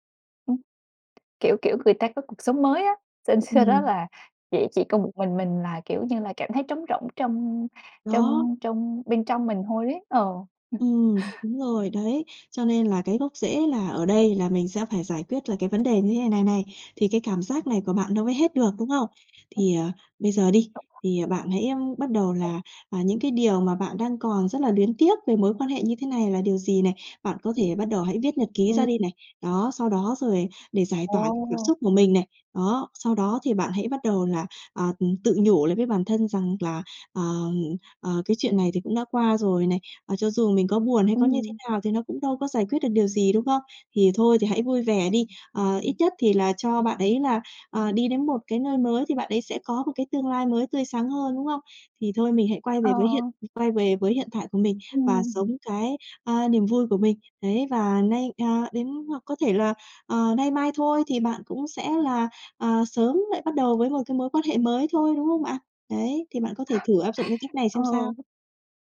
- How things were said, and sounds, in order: tapping; laugh; unintelligible speech; unintelligible speech; other background noise; laugh
- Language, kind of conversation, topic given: Vietnamese, advice, Tôi cảm thấy trống rỗng và khó chấp nhận nỗi buồn kéo dài; tôi nên làm gì?